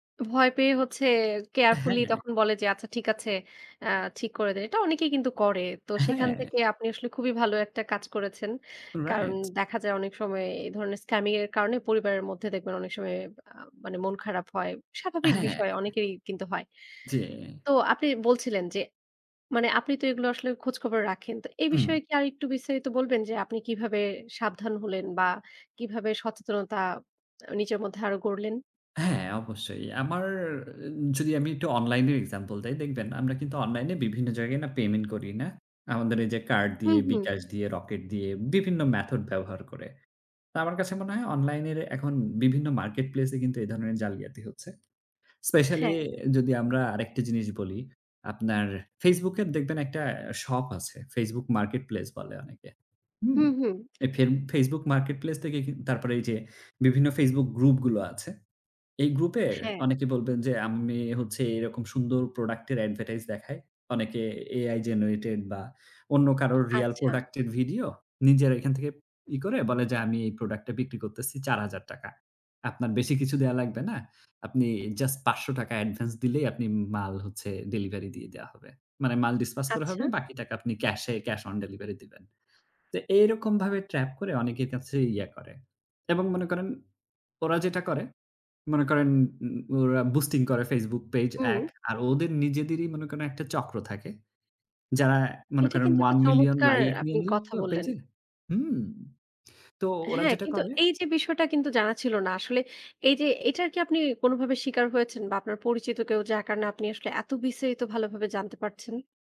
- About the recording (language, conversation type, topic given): Bengali, podcast, আপনি অনলাইন প্রতারণা থেকে নিজেকে কীভাবে রক্ষা করেন?
- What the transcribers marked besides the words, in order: tapping; "dispatch" said as "dispas"; other background noise; unintelligible speech